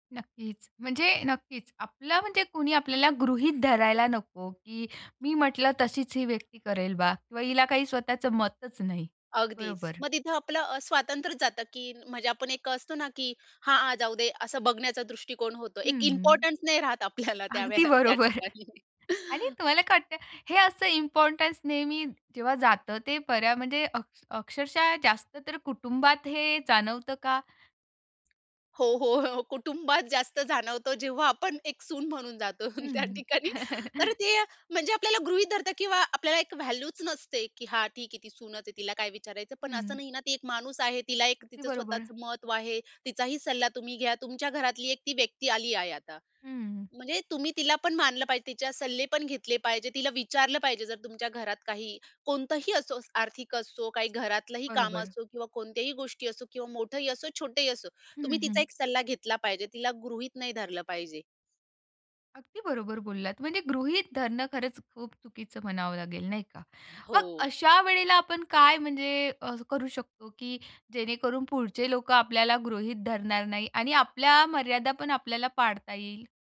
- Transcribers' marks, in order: in English: "इम्पोर्टन्स"; laughing while speaking: "अगदी बरोबर"; chuckle; laugh; in English: "इम्पोर्टन्स"; tapping; laughing while speaking: "जातो त्या ठिकाणी"; in English: "व्हॅल्यूच"
- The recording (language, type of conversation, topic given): Marathi, podcast, कुटुंबाला तुमच्या मर्यादा स्वीकारायला मदत करण्यासाठी तुम्ही काय कराल?